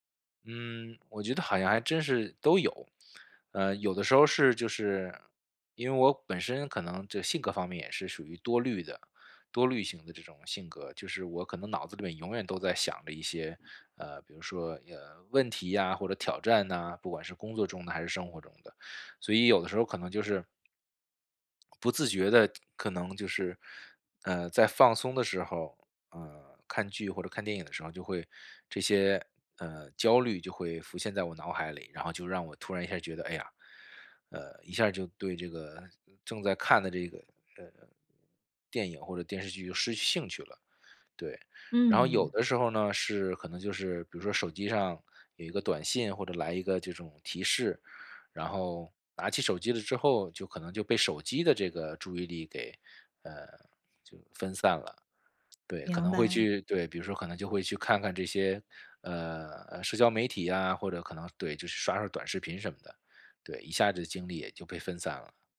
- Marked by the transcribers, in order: none
- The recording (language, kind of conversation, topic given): Chinese, advice, 看电影或听音乐时总是走神怎么办？